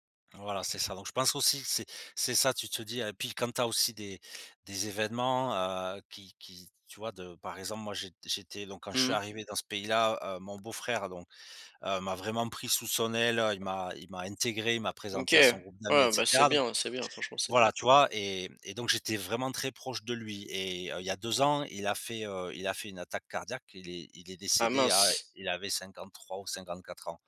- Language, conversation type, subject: French, podcast, Comment prendre des vacances sans culpabiliser ?
- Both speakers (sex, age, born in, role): male, 18-19, France, host; male, 45-49, France, guest
- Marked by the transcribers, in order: none